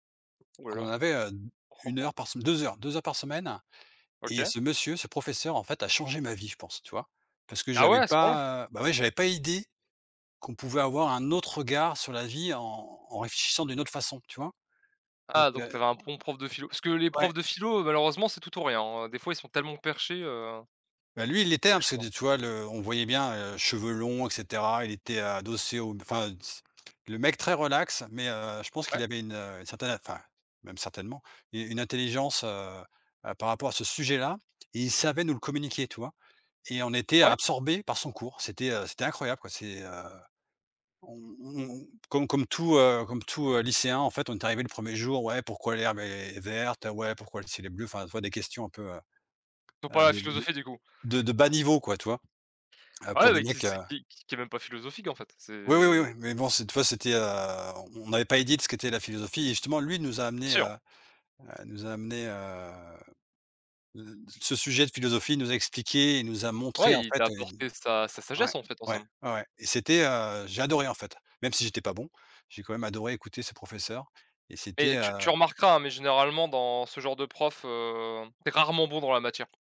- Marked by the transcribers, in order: tapping; sniff
- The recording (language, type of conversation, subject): French, unstructured, Quel est ton souvenir préféré à l’école ?